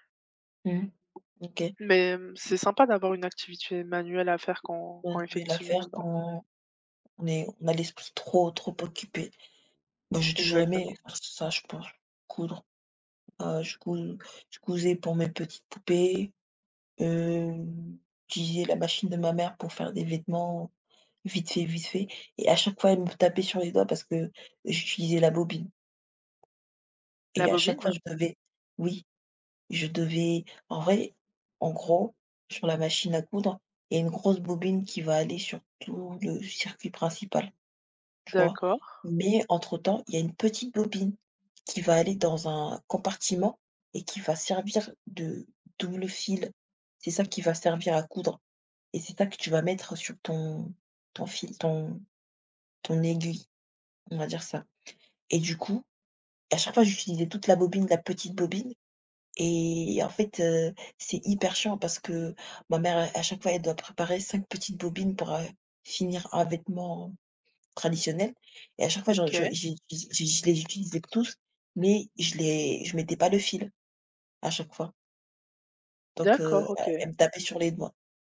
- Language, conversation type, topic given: French, unstructured, Comment éviter de trop ruminer des pensées négatives ?
- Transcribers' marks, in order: tapping; "activité" said as "activitué"; other background noise; drawn out: "hem"